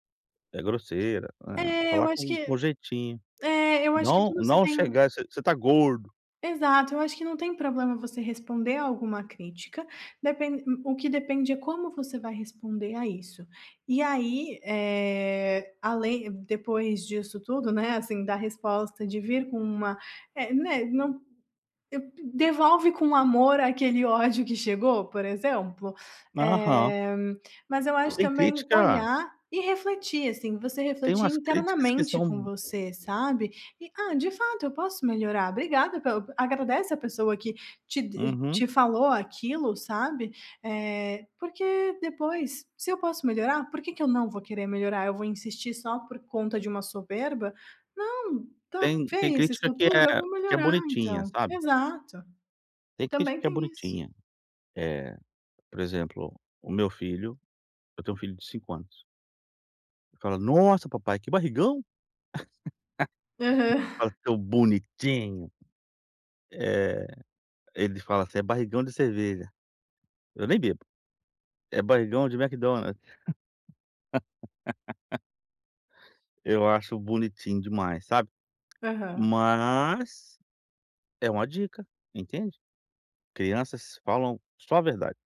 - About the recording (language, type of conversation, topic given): Portuguese, advice, Como saber quando devo responder a uma crítica e quando devo simplesmente aceitá-la?
- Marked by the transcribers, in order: tapping; chuckle; laugh; laugh